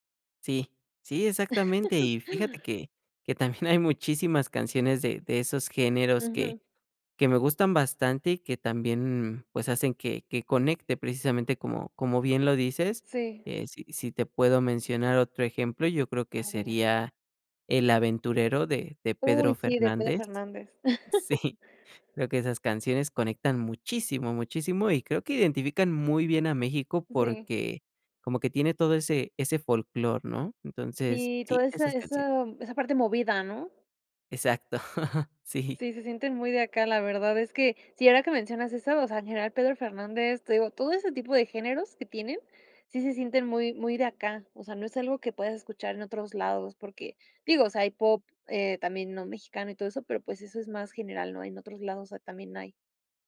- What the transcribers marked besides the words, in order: laugh; laughing while speaking: "también"; other background noise; laughing while speaking: "Sí"; chuckle; chuckle
- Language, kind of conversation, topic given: Spanish, podcast, ¿Qué canción en tu idioma te conecta con tus raíces?